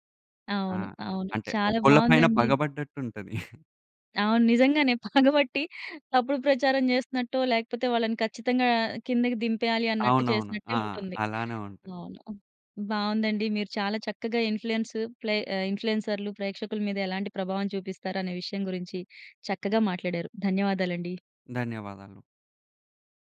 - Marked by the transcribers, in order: giggle; laughing while speaking: "పగబట్టి"; in English: "ఇన్‌ఫ్లుయెన్స్"; in English: "ఇన్‌ఫ్లుయెన్సర్‌లు"
- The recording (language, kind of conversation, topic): Telugu, podcast, ఇన్ఫ్లుయెన్సర్లు ప్రేక్షకుల జీవితాలను ఎలా ప్రభావితం చేస్తారు?